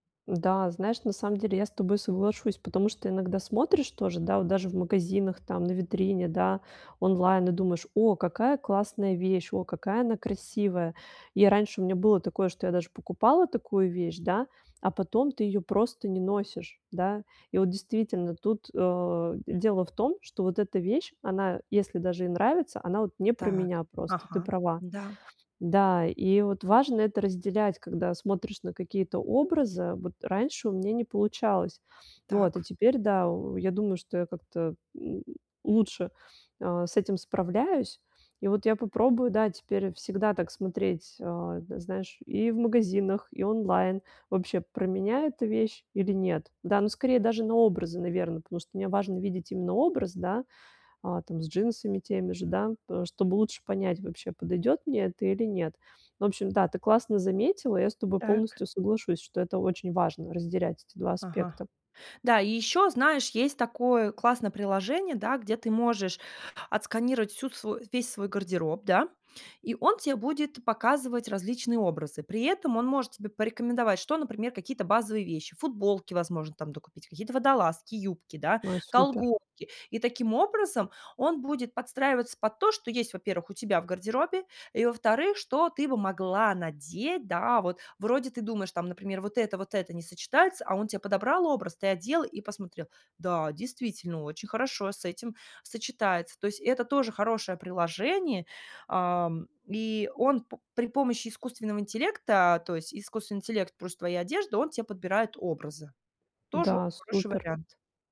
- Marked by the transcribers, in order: drawn out: "могла надеть"
- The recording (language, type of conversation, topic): Russian, advice, Как мне найти свой личный стиль и вкус?